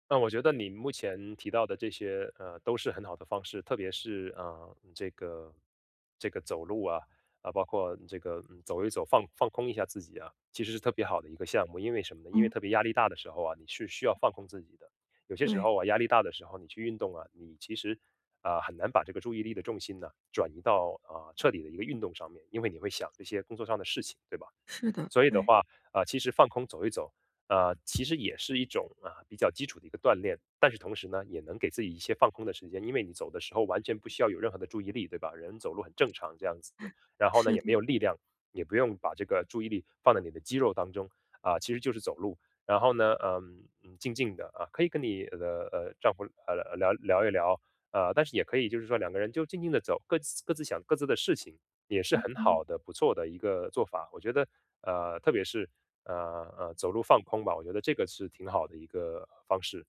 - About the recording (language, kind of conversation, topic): Chinese, advice, 你因为工作太忙而完全停掉运动了吗？
- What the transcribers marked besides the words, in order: other background noise